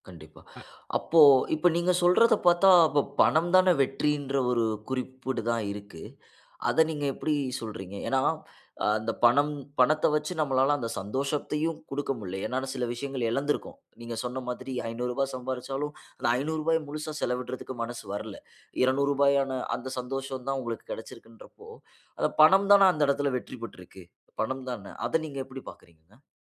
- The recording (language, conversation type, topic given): Tamil, podcast, பணமே வெற்றியைத் தீர்மானிக்குமா, அல்லது சந்தோஷமா முக்கியம்?
- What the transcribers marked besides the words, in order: none